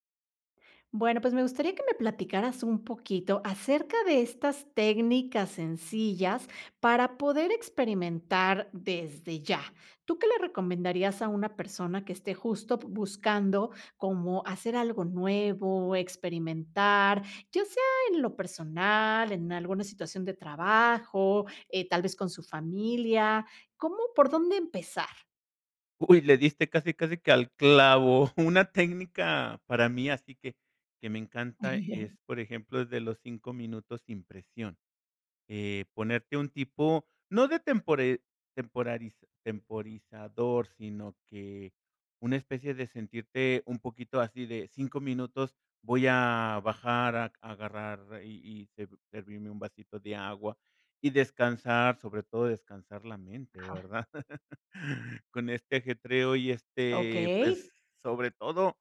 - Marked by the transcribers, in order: other background noise; giggle; chuckle; laugh
- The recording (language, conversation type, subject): Spanish, podcast, ¿Qué técnicas sencillas recomiendas para experimentar hoy mismo?